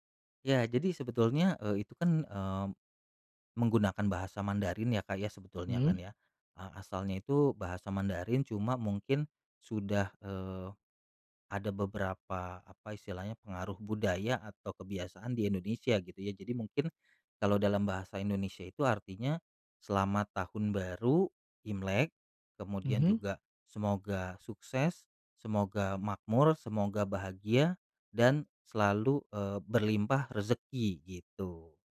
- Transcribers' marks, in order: none
- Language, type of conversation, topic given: Indonesian, podcast, Ceritakan tradisi keluarga apa yang diwariskan dari generasi ke generasi dalam keluargamu?